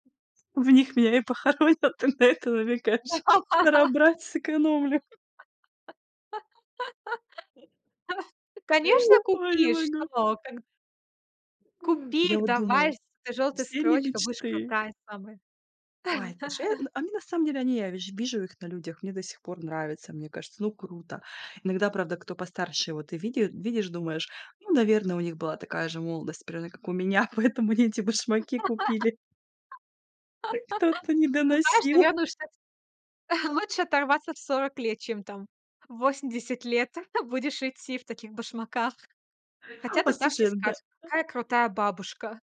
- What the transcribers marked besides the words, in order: laughing while speaking: "В них меня и похоронят, ты на это намекаешь? Надо брать, сэкономлю"; laughing while speaking: "Да"; laugh; laugh; laugh; chuckle
- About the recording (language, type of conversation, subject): Russian, podcast, Как менялся твой вкус с подростковых лет?